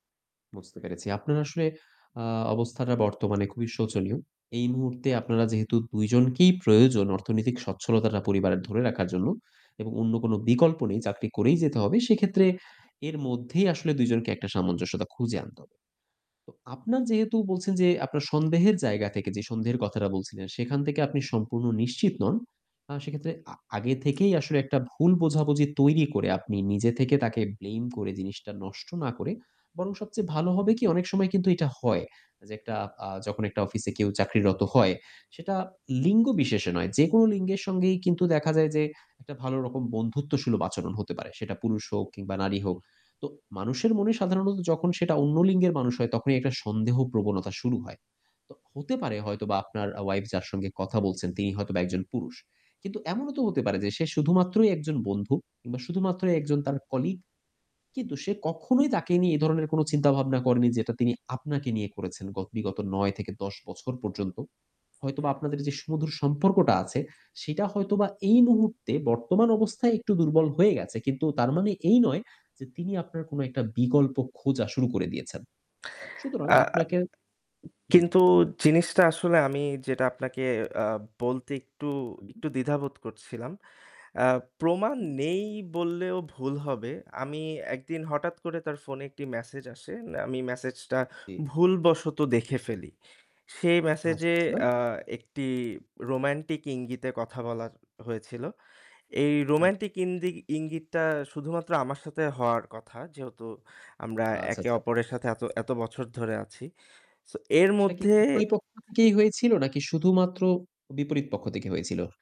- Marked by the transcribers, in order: static; tapping; other background noise; in English: "blame"; unintelligible speech
- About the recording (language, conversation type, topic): Bengali, advice, বিবাহ টিকিয়ে রাখবেন নাকি বিচ্ছেদের পথে যাবেন—এ নিয়ে আপনার বিভ্রান্তি ও অনিশ্চয়তা কী?